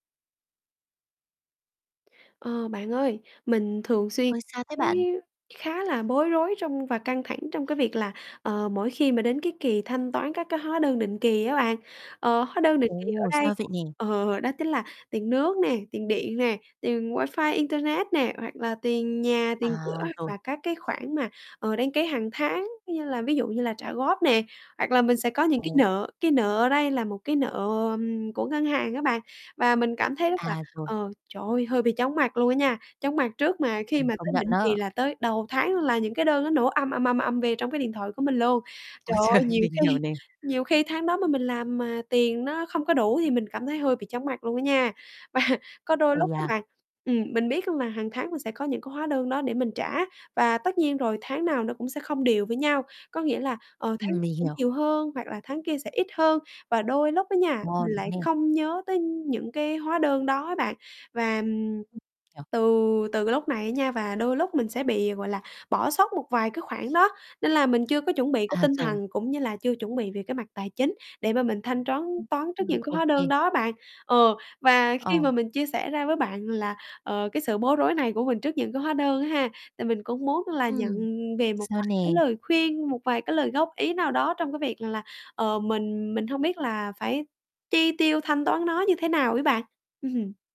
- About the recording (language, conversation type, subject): Vietnamese, advice, Làm sao tôi biết nên giữ hay hủy những dịch vụ đang bị trừ tiền định kỳ?
- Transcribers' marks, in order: distorted speech; other background noise; tapping; laughing while speaking: "trời"; laughing while speaking: "Và"; unintelligible speech; unintelligible speech; laughing while speaking: "Ừm"